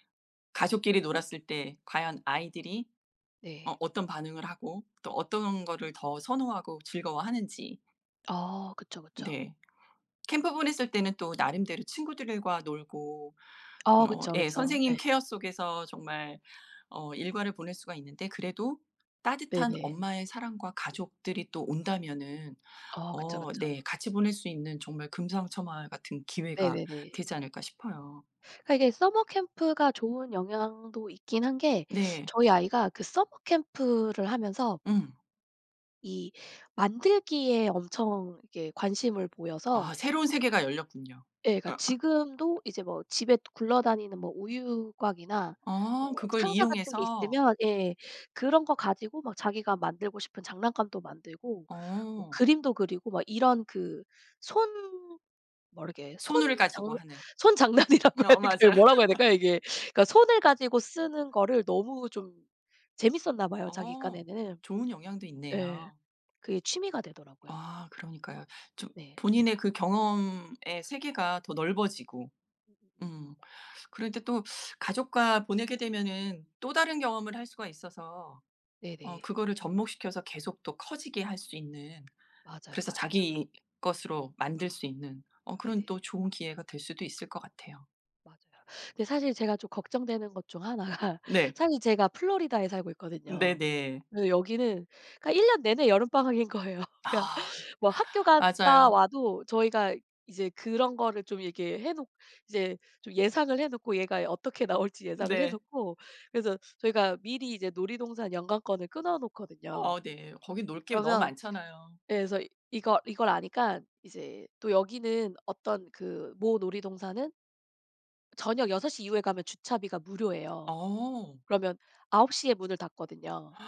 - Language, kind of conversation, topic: Korean, unstructured, 여름 방학과 겨울 방학 중 어느 방학이 더 기다려지시나요?
- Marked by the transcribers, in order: other background noise; tapping; laugh; laughing while speaking: "손장난이라고 해야 될까요 뭐라 해야 될까요 이게?"; laughing while speaking: "맞아요"; laugh; laughing while speaking: "하나 가"; laughing while speaking: "거예요. 그러니까"